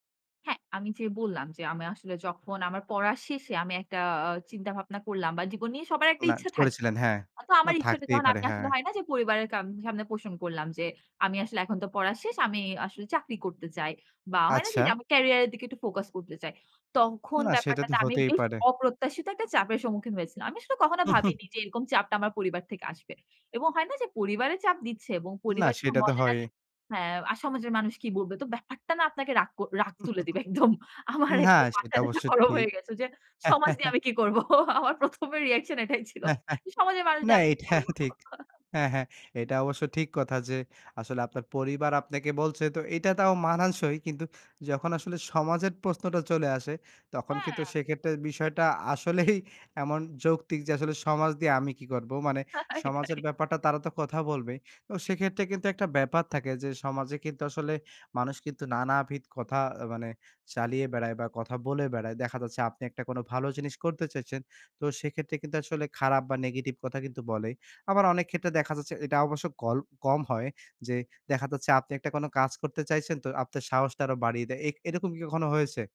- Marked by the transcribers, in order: other background noise; in English: "career"; in English: "focus"; chuckle; chuckle; laughing while speaking: "আমার একদম মাথা-টাথা গরম হয়ে … আমি কি করব?"; chuckle; chuckle; laughing while speaking: "রাইট, রাইট"; "চাইছেন" said as "চাইচেন"
- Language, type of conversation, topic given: Bengali, podcast, ঐতিহ্যগত চাপের মুখে আপনি কীভাবে নিজের অবস্থান বজায় রাখেন?